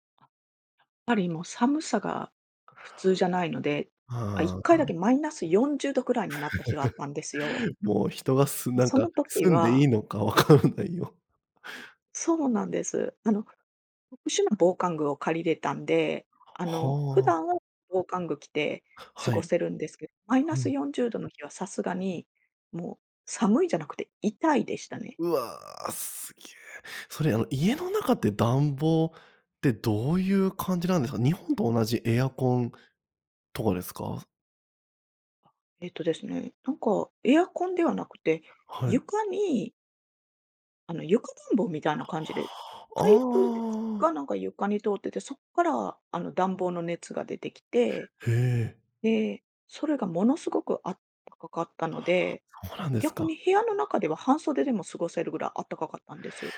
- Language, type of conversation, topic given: Japanese, podcast, ひとり旅で一番忘れられない体験は何でしたか？
- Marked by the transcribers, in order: laugh; laughing while speaking: "わからないよ"